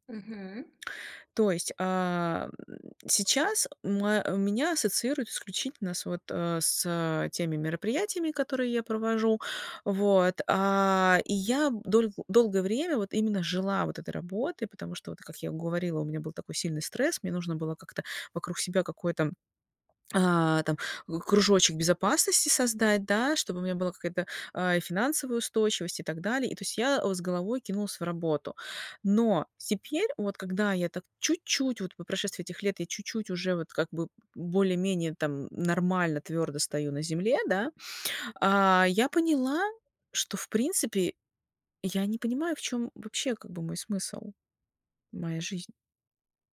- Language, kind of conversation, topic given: Russian, advice, Как найти смысл жизни вне карьеры?
- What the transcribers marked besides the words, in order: tapping